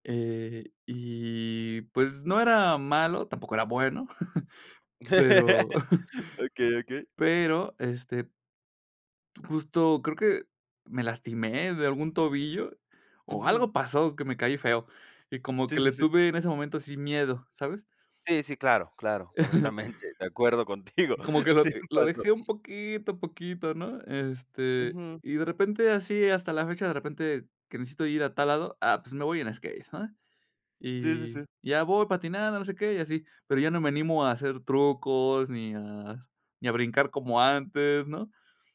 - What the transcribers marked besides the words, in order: laugh; chuckle; tapping; other background noise; chuckle
- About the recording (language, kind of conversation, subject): Spanish, podcast, ¿Te preocupa no ser tan bueno como antes cuando retomas algo?